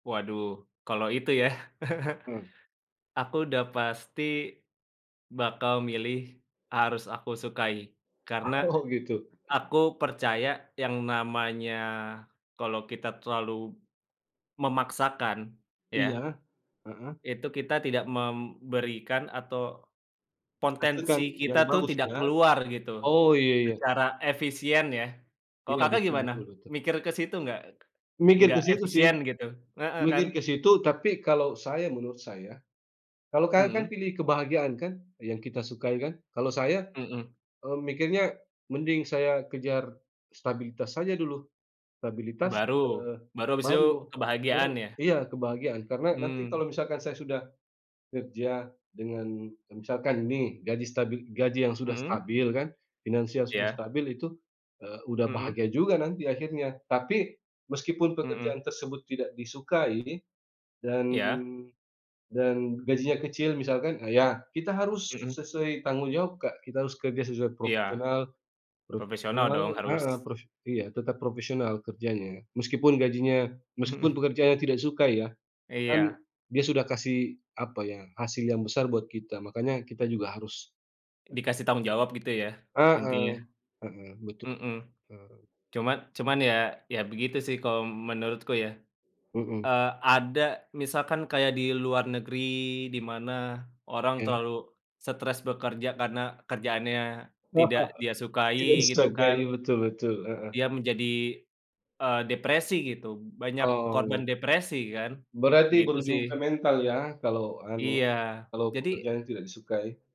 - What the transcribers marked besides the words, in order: chuckle; laughing while speaking: "Oh"; other background noise; laugh
- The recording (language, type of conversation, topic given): Indonesian, unstructured, Apakah Anda lebih memilih pekerjaan yang Anda cintai dengan gaji kecil atau pekerjaan yang Anda benci dengan gaji besar?
- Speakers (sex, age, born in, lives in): male, 25-29, Indonesia, Indonesia; male, 35-39, Indonesia, Indonesia